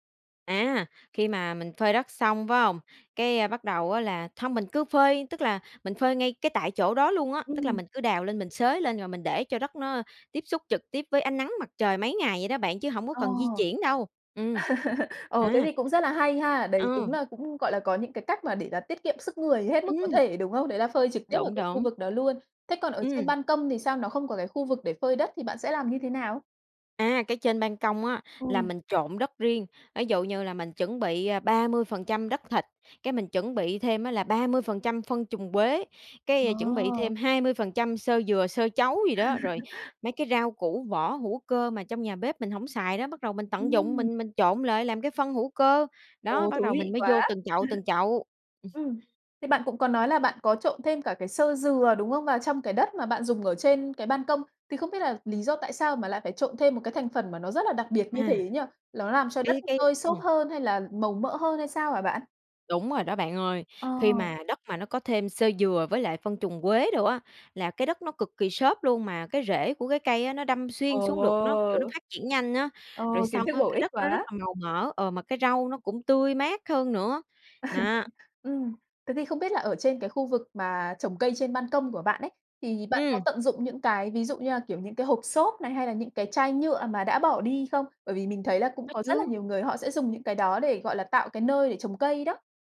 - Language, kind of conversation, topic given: Vietnamese, podcast, Bạn có bí quyết nào để trồng rau trên ban công không?
- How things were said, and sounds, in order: laugh; tapping; laugh; laugh; chuckle; laugh